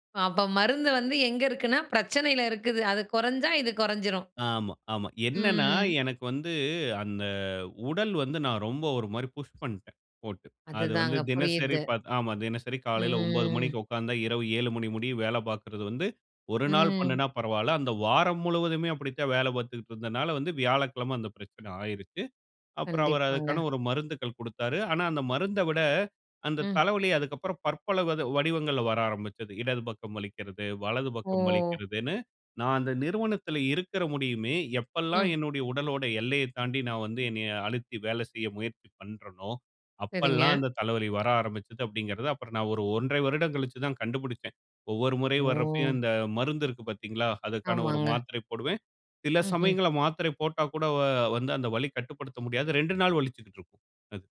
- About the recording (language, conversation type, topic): Tamil, podcast, உங்கள் உடலுக்கு உண்மையில் ஓய்வு தேவைப்படுகிறதா என்பதை எப்படித் தீர்மானிக்கிறீர்கள்?
- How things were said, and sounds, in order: drawn out: "ம்"; in English: "புஷ்"; drawn out: "ம்"; drawn out: "ம்"; drawn out: "ஓ!"